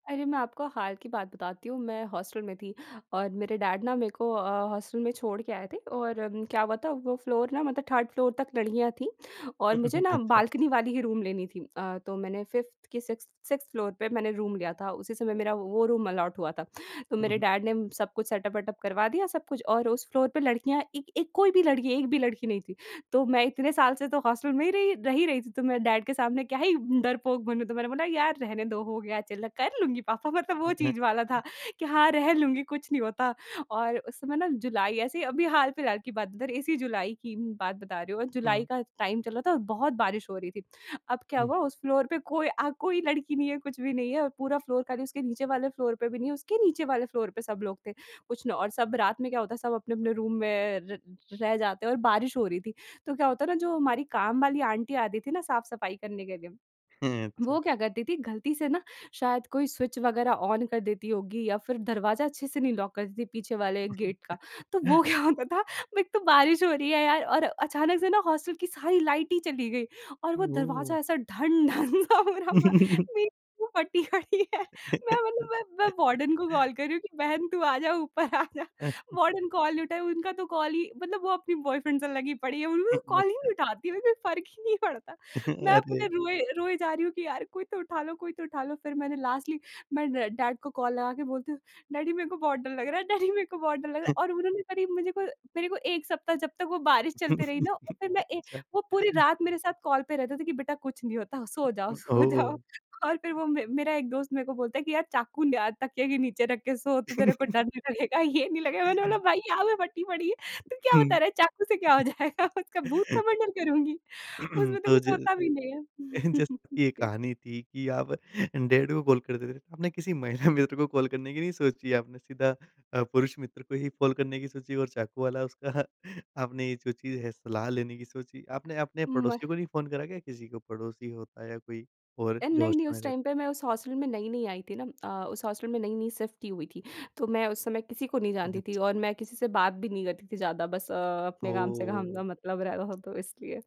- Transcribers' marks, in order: in English: "डैड"; in English: "फ्लोर"; in English: "थर्ड फ्लोर"; chuckle; in English: "रूम"; in English: "फ़िफ्थ"; in English: "सिक्स्थ सिक्स्थ फ्लोर"; in English: "रूम"; in English: "रूम अलॉट"; in English: "डैड"; in English: "सेटअप"; in English: "फ्लोर"; in English: "डैड"; joyful: "कर लूँगी पापा। मतलब वो … कुछ नहीं होता"; chuckle; in English: "टाइम"; in English: "फ्लोर"; in English: "फ्लोर"; in English: "फ्लोर"; in English: "फ्लोर"; in English: "रूम"; in English: "आंटी"; chuckle; in English: "ऑन"; in English: "लॉक"; chuckle; in English: "गेट"; laughing while speaking: "क्या होता था"; joyful: "एक तो बारिश हो रही है यार"; in English: "लाइट"; laughing while speaking: "ढन-ढन सा हो रहा था। मेरी जो फटी पड़ी है"; laugh; in English: "वार्डन"; laugh; laughing while speaking: "ऊपर आजा"; chuckle; in English: "बॉयफ्रेंड"; chuckle; laughing while speaking: "पड़ता"; chuckle; in English: "लास्टली"; in English: "डैड"; in English: "डैडी"; laughing while speaking: "डैडी"; in English: "डैडी"; chuckle; chuckle; laughing while speaking: "सो जाओ"; chuckle; laughing while speaking: "लगेगा, ये नहीं लगेगा। मैंने … का मर्डर करुँगी"; chuckle; throat clearing; unintelligible speech; chuckle; in English: "मर्डर"; in English: "डैड"; chuckle; laughing while speaking: "महिला"; laughing while speaking: "उसका"; in English: "टाइम"; in English: "शिफ्ट"
- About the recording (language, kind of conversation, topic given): Hindi, podcast, अकेले रहने की पहली रात का अनुभव बताइए?